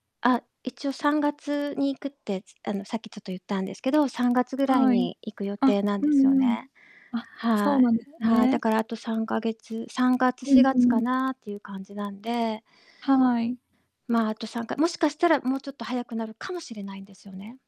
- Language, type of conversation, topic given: Japanese, advice, 友人や家族に別れをどのように説明すればよいか悩んでいるのですが、どう伝えるのがよいですか？
- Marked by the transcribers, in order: distorted speech; other background noise